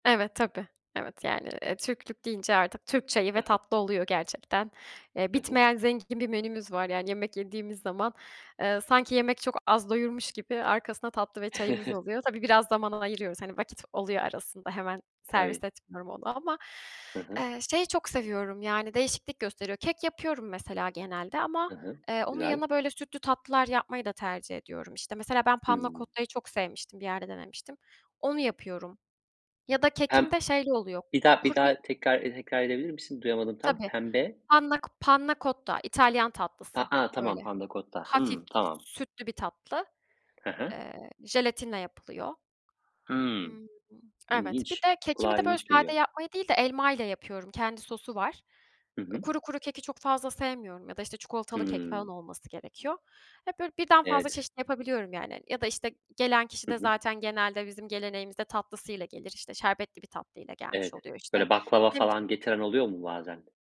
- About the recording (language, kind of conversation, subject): Turkish, podcast, Misafir ağırlamayı nasıl planlıyorsun?
- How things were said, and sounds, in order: unintelligible speech; chuckle; other background noise; tapping; unintelligible speech